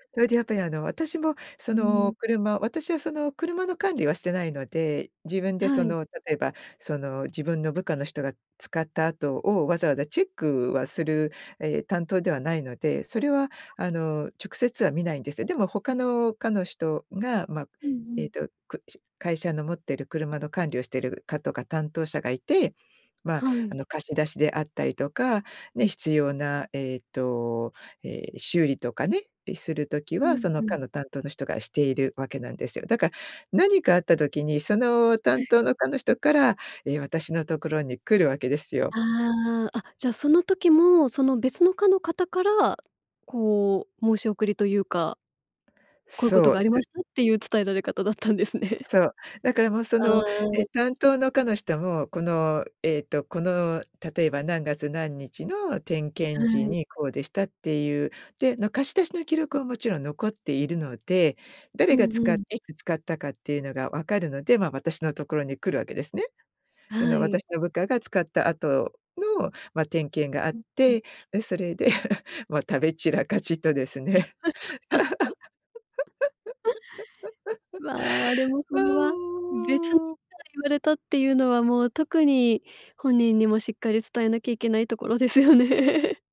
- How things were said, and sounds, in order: other background noise; laughing while speaking: "伝えられ方だったんですね"; laugh; laughing while speaking: "それで、もう食べ散らかしとですね"; laugh; laughing while speaking: "ところですよね"
- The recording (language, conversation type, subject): Japanese, podcast, 相手を責めずに伝えるには、どう言えばいいですか？